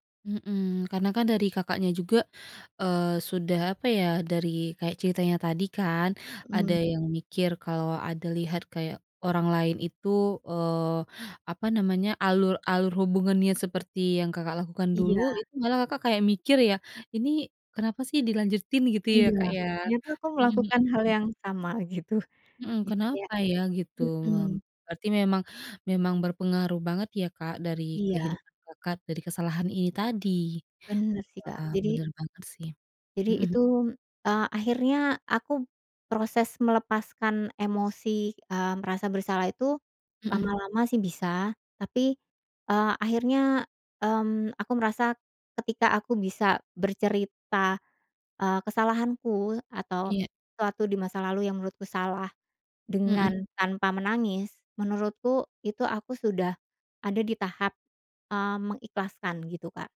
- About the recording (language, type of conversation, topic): Indonesian, podcast, Bagaimana kamu belajar memaafkan diri sendiri setelah melakukan kesalahan?
- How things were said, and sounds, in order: other background noise